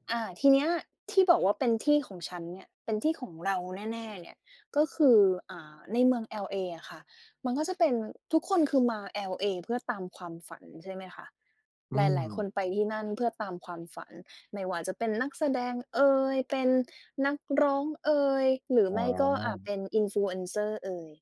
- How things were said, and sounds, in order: none
- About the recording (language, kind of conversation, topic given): Thai, podcast, อะไรทำให้คุณรู้สึกว่าได้อยู่ในที่ที่เป็นของตัวเอง?